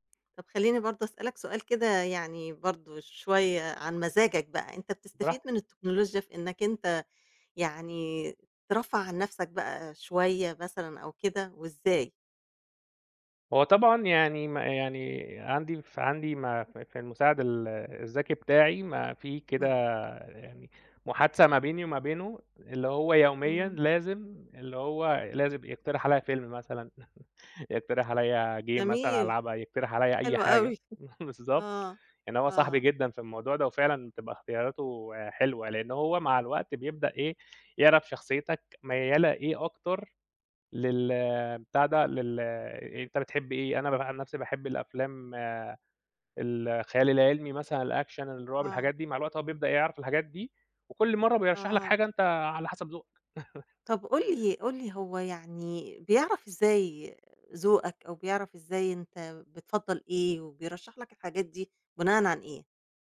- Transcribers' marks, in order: tapping; chuckle; in English: "game"; chuckle; laughing while speaking: "بالضبط"; other noise; laugh
- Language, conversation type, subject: Arabic, podcast, إزاي التكنولوجيا غيّرت روتينك اليومي؟